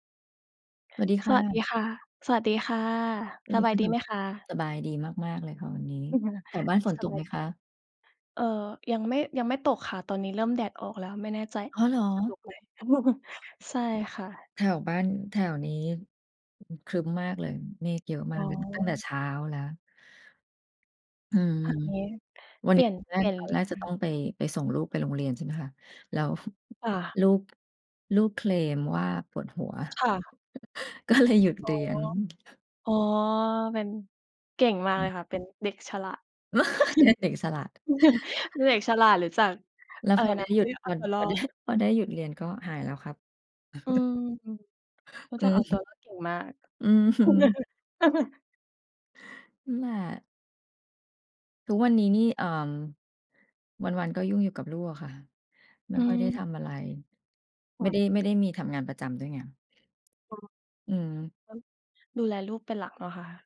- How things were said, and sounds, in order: chuckle; chuckle; other background noise; chuckle; laughing while speaking: "ก็เลย"; tapping; laugh; chuckle; laughing while speaking: "พอได้"; chuckle; laughing while speaking: "อืม"; laughing while speaking: "อืม"; laugh
- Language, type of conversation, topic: Thai, unstructured, คุณอยากเห็นตัวเองในอีก 5 ปีข้างหน้าเป็นอย่างไร?
- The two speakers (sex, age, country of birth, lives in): female, 25-29, Thailand, Thailand; female, 45-49, Thailand, Thailand